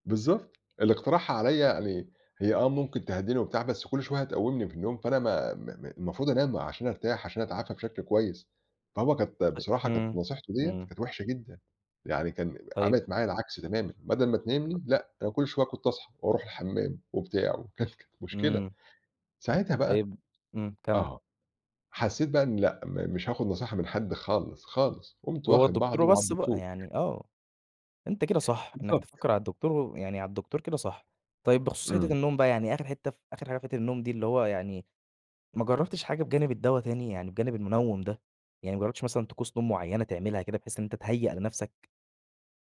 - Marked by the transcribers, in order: tapping; laughing while speaking: "وكان"
- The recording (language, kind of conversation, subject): Arabic, podcast, إزاي تحافظ على نوم وراحة كويسين وإنت في فترة التعافي؟